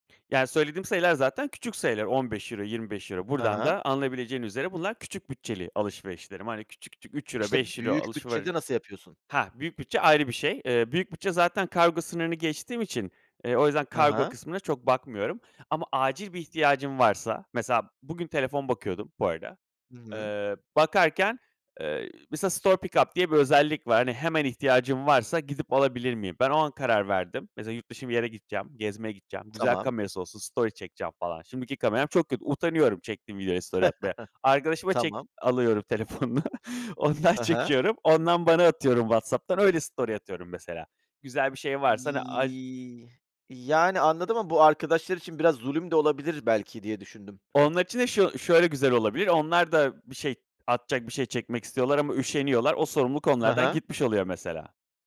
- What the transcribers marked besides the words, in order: in English: "store pick up"; in English: "story"; chuckle; in English: "story"; laughing while speaking: "telefonunu, ondan çekiyorum. Ondan bana atıyorum WhatsApp'tan, öyle"; in English: "story"; tapping
- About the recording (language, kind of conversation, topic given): Turkish, podcast, Online alışveriş yaparken nelere dikkat ediyorsun?